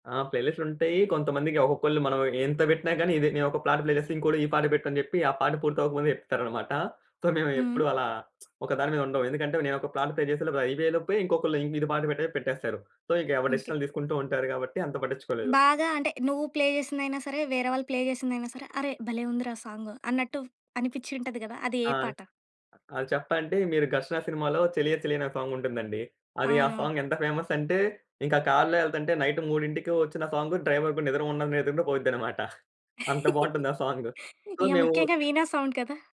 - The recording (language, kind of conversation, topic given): Telugu, podcast, మరిచిపోలేని బహిరంగ సాహసయాత్రను మీరు ఎలా ప్రణాళిక చేస్తారు?
- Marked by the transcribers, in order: in English: "ప్లే లిస్ట్"; in English: "ప్లే"; in English: "సో"; other background noise; in English: "ప్లే"; in English: "సో"; in English: "డిసిషన్"; in English: "ప్లే"; in English: "ప్లే"; in English: "సాంగ్"; in English: "సాంగ్"; in English: "నైట్"; in English: "సాంగ్ డ్రైవర్"; chuckle; in English: "సాంగ్. సో"